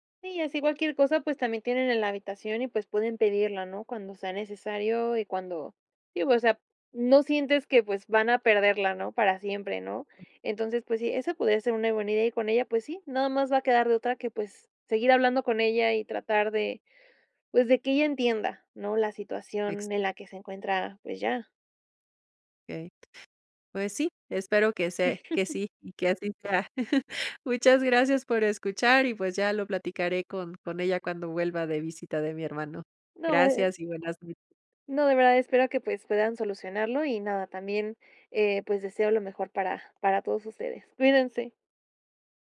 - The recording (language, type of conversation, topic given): Spanish, advice, ¿Cómo te sientes al dejar tu casa y tus recuerdos atrás?
- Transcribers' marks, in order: laugh; chuckle